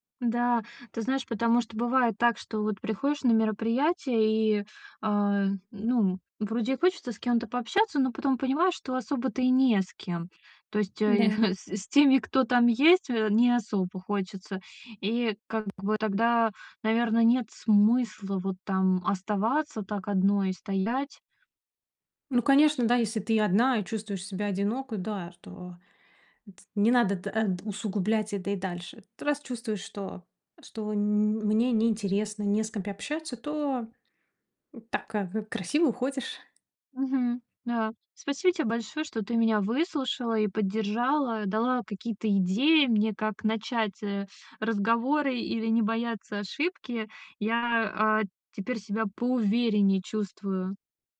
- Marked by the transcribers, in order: none
- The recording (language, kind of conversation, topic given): Russian, advice, Почему я чувствую себя одиноко на вечеринках и праздниках?